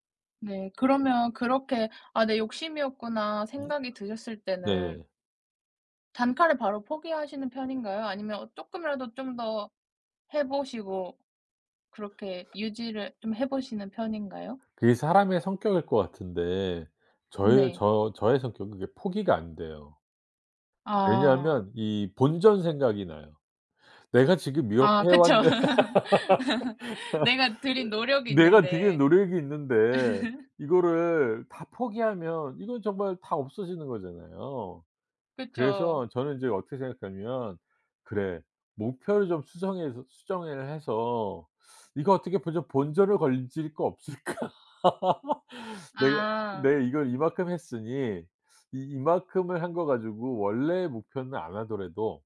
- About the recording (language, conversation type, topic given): Korean, podcast, 목표를 계속 추구할지 포기할지 어떻게 판단하나요?
- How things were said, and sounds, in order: laugh; laugh; laughing while speaking: "없을까?"; laugh